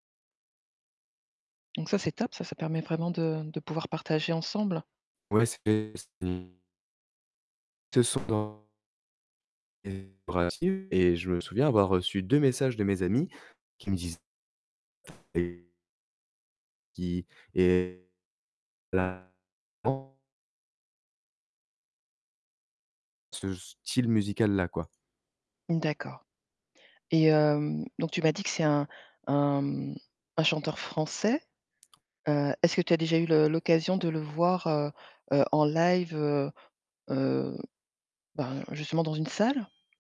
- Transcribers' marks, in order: distorted speech; tapping; unintelligible speech; other background noise; static; unintelligible speech
- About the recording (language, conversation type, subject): French, podcast, Quelle découverte musicale t’a surprise récemment ?